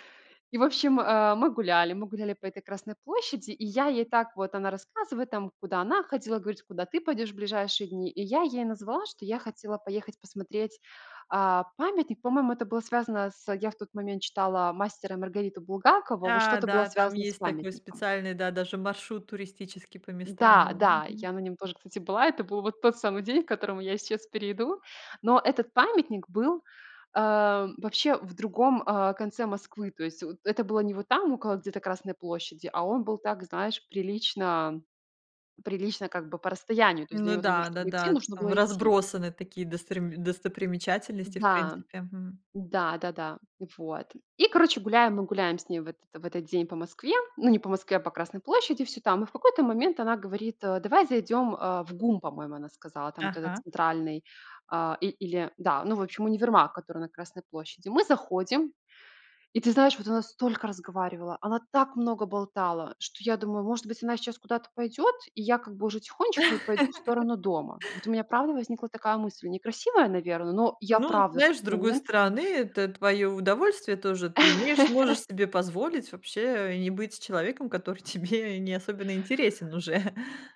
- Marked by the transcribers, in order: laugh; laugh; laughing while speaking: "тебе"; chuckle
- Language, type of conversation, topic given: Russian, podcast, Как ты познакомился(ась) с незнакомцем, который помог тебе найти дорогу?